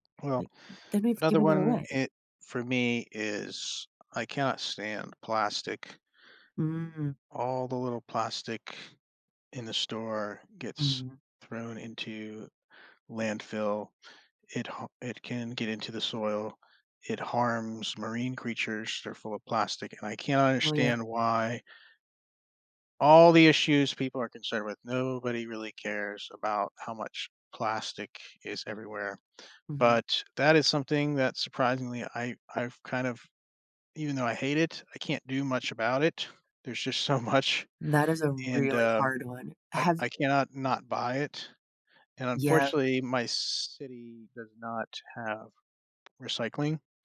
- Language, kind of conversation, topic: English, unstructured, How can I stay true to my values when expectations conflict?
- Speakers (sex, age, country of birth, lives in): female, 45-49, United States, United States; male, 40-44, United States, United States
- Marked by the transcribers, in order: other background noise; laughing while speaking: "so much"